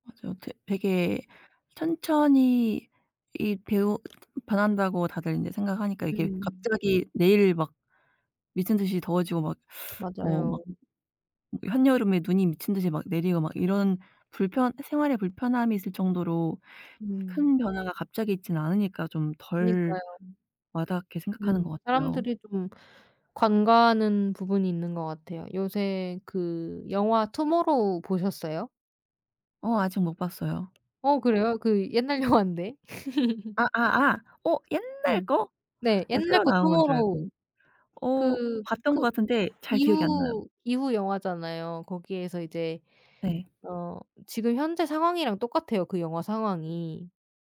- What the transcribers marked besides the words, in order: unintelligible speech; other background noise; tapping; laughing while speaking: "영화인데"; laugh; background speech
- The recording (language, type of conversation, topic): Korean, unstructured, 기후 변화는 우리 삶에 어떤 영향을 미칠까요?